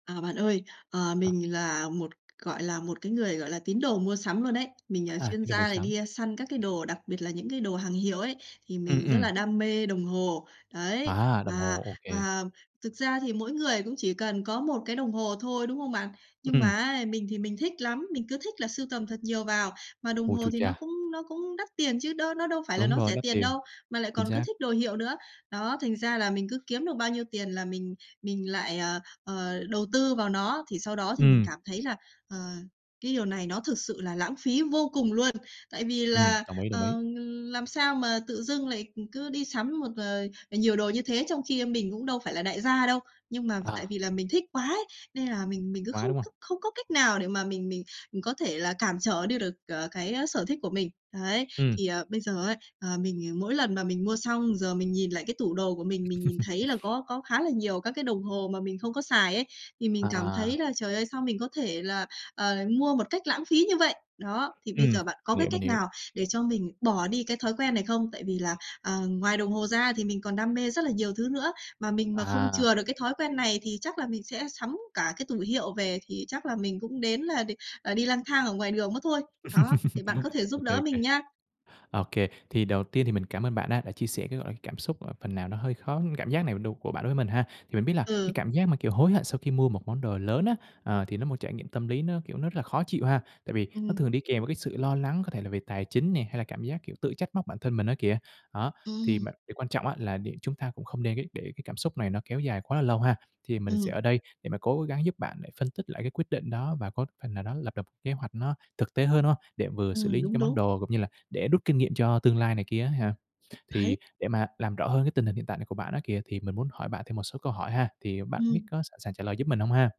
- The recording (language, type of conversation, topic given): Vietnamese, advice, Bạn làm gì để bớt hối hận sau khi mua một món đồ đắt tiền và cảm thấy lãng phí?
- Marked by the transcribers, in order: tapping; other background noise; laugh; laugh